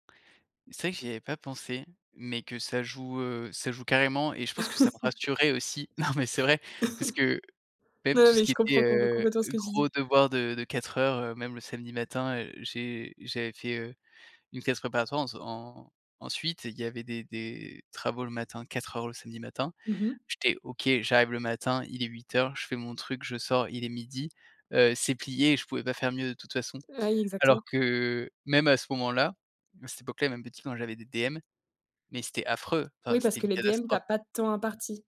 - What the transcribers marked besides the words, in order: laugh; other background noise; laugh; laughing while speaking: "Non mais c'est vrai"
- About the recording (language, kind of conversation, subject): French, podcast, Est-ce que la peur de te tromper t’empêche souvent d’avancer ?